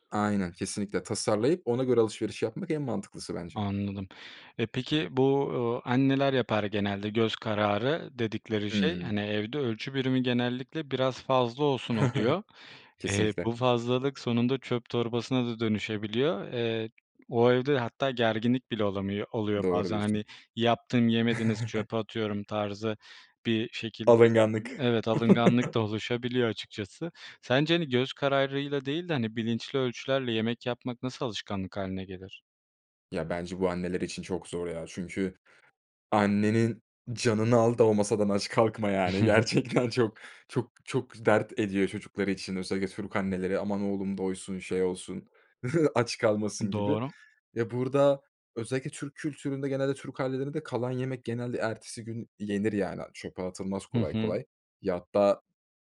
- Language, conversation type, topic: Turkish, podcast, Tatillerde yemek israfını nasıl önlersiniz?
- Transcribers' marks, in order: chuckle; chuckle; other background noise; chuckle; laughing while speaking: "gerçekten"; chuckle; giggle